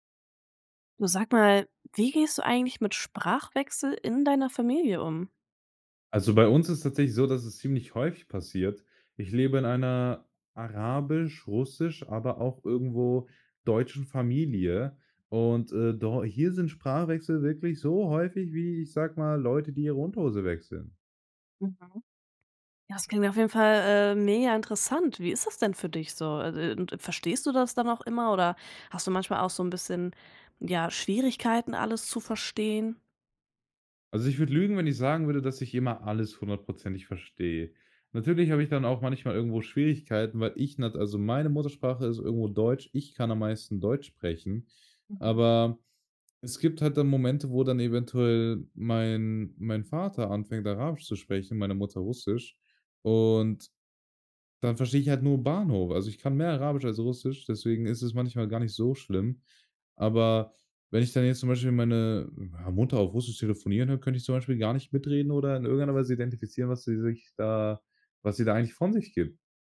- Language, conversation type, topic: German, podcast, Wie gehst du mit dem Sprachwechsel in deiner Familie um?
- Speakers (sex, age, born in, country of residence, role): female, 20-24, Germany, Germany, host; male, 18-19, Germany, Germany, guest
- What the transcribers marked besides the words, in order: other background noise